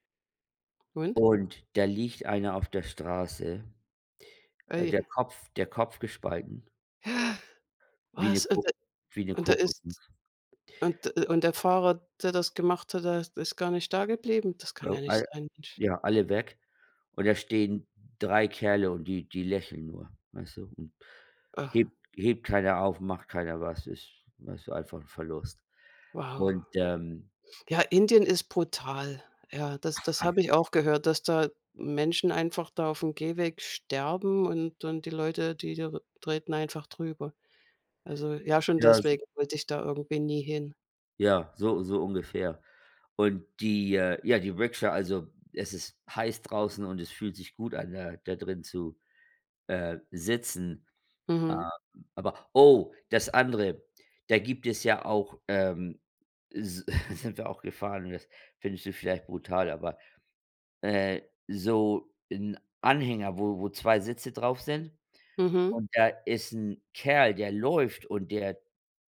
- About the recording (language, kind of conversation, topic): German, unstructured, Was war das ungewöhnlichste Transportmittel, das du je benutzt hast?
- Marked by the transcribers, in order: gasp; chuckle; chuckle